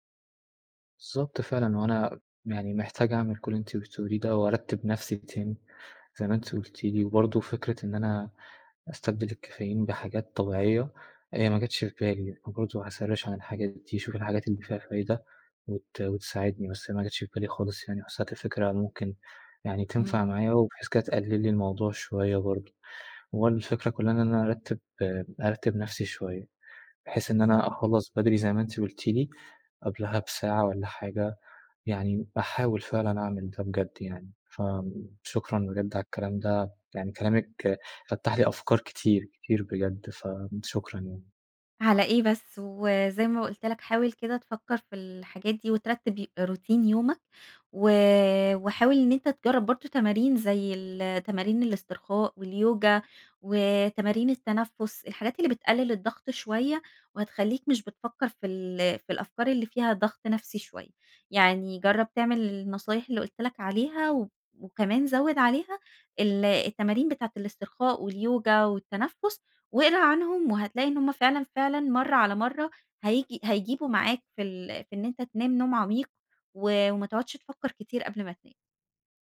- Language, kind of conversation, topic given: Arabic, advice, إزاي بتمنعك الأفكار السريعة من النوم والراحة بالليل؟
- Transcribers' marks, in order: in English: "هأسرِّش"; tapping; other background noise; in English: "روتين"